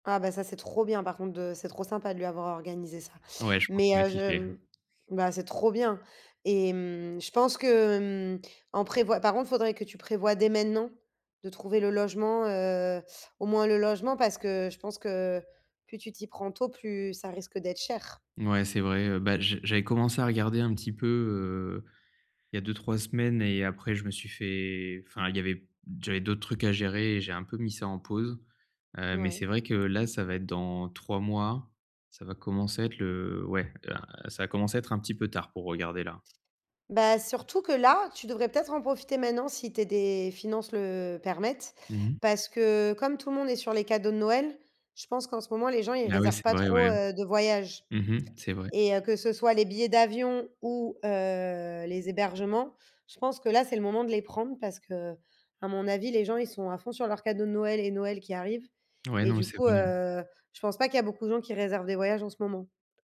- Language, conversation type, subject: French, advice, Comment puis-je organiser des vacances agréables cet été avec un budget limité ?
- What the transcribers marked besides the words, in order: stressed: "trop"; tapping; other background noise